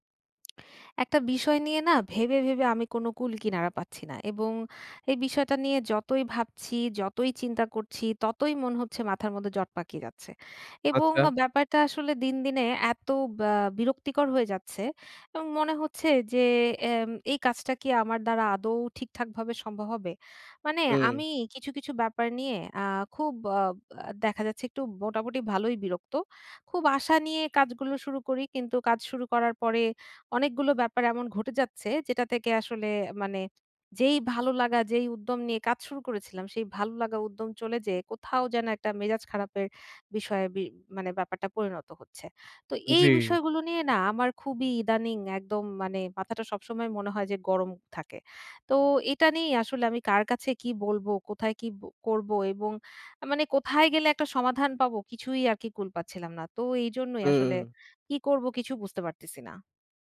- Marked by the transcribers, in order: other background noise
- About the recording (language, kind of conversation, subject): Bengali, advice, দক্ষ টিম গঠন ও ধরে রাখার কৌশল